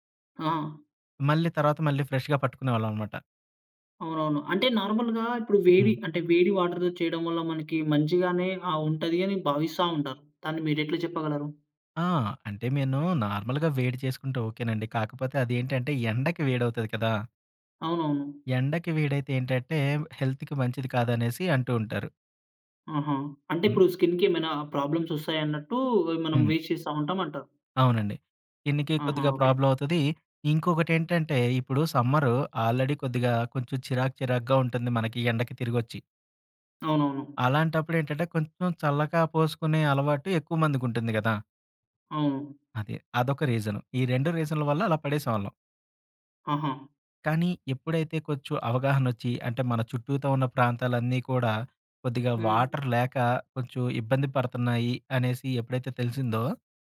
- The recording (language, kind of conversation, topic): Telugu, podcast, ఇంట్లో నీటిని ఆదా చేసి వాడడానికి ఏ చిట్కాలు పాటించాలి?
- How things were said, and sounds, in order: in English: "ఫ్రెష్‌గా"; in English: "నార్మల్‌గా"; in English: "వాటర్‌తో"; in English: "నార్మల్‌గా"; in English: "హెల్త్‌కి"; in English: "స్కిన్‌కేమైనా ప్రాబ్లమ్స్"; in English: "స్కిన్‌కి"; in English: "ప్రోబ్లమ్"; in English: "ఆల్రెడీ"; "కొంచెం" said as "కొచ్చు"; in English: "వాటర్"